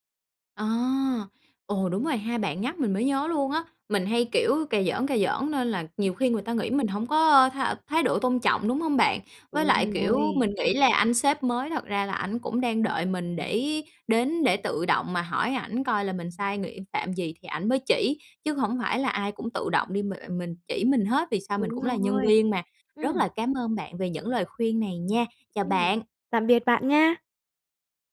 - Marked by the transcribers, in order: chuckle; tapping
- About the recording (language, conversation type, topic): Vietnamese, advice, Làm sao ứng phó khi công ty tái cấu trúc khiến đồng nghiệp nghỉ việc và môi trường làm việc thay đổi?